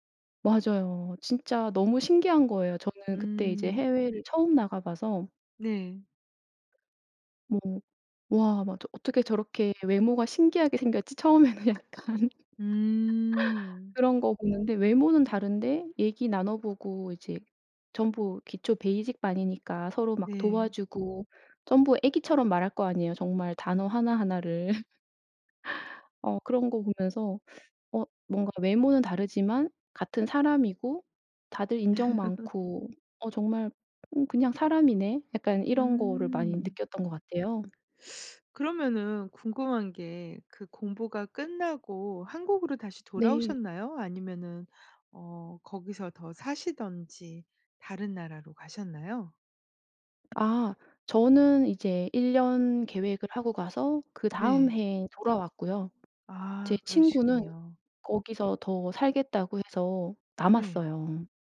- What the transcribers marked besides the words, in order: other background noise; laughing while speaking: "처음에는 약간"; laugh; in English: "베이직"; laugh; laugh
- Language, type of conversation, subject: Korean, podcast, 직감이 삶을 바꾼 경험이 있으신가요?